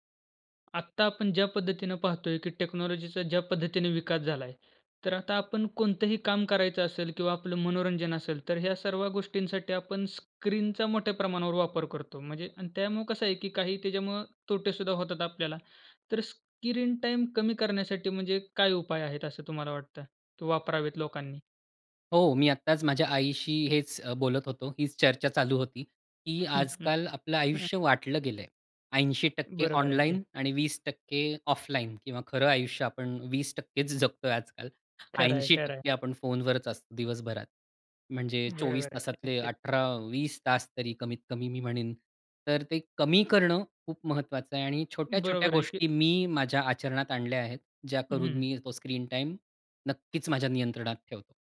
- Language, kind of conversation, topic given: Marathi, podcast, स्क्रीन टाइम कमी करण्यासाठी कोणते सोपे उपाय करता येतील?
- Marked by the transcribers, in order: in English: "टेक्नॉलॉजीचा"; in English: "सक्रीन टाईम"; "स्क्रीन" said as "सक्रीन"; chuckle; other background noise; in English: "ऑफलाईन"; laughing while speaking: "जगतोय आजकाल"; tapping; other street noise; in English: "स्क्रीन टाईम"